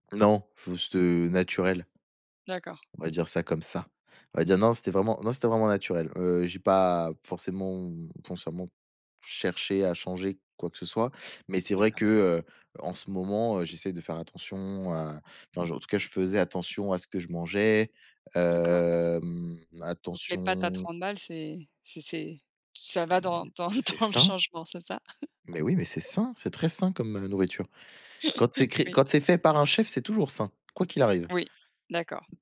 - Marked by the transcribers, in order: tapping; drawn out: "hem"; laughing while speaking: "dans dans"; chuckle; unintelligible speech; chuckle; other background noise
- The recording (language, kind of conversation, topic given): French, unstructured, Seriez-vous prêt à vivre éternellement sans jamais connaître l’amour ?